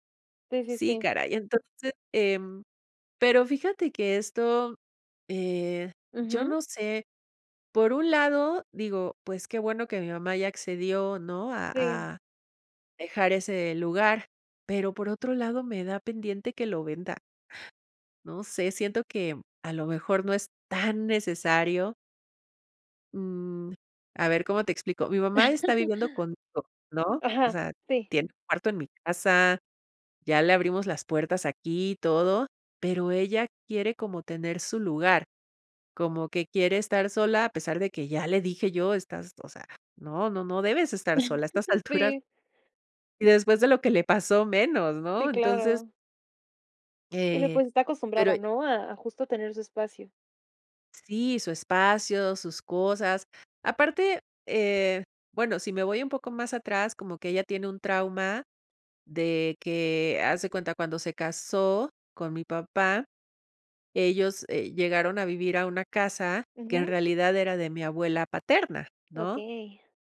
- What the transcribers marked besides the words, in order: chuckle; chuckle
- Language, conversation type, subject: Spanish, advice, ¿Cómo te sientes al dejar tu casa y tus recuerdos atrás?